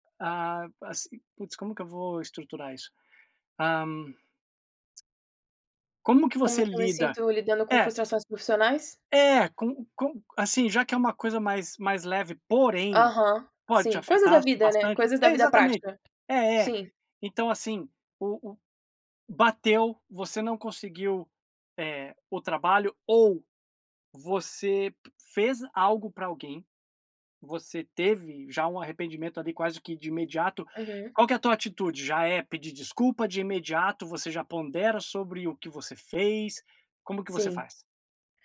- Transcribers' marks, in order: tongue click; tapping
- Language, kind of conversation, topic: Portuguese, podcast, Como você lida com arrependimentos das escolhas feitas?